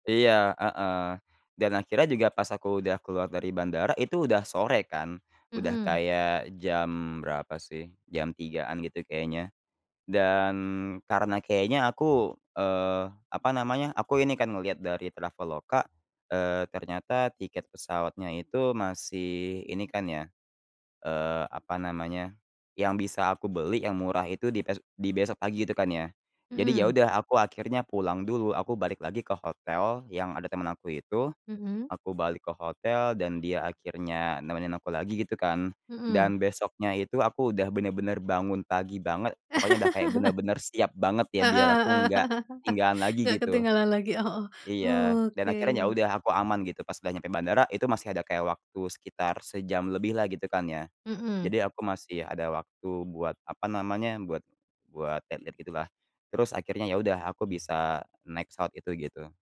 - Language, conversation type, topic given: Indonesian, podcast, Pernahkah kamu punya pengalaman ketinggalan pesawat atau kereta, dan apa yang terjadi saat itu?
- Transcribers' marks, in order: chuckle; chuckle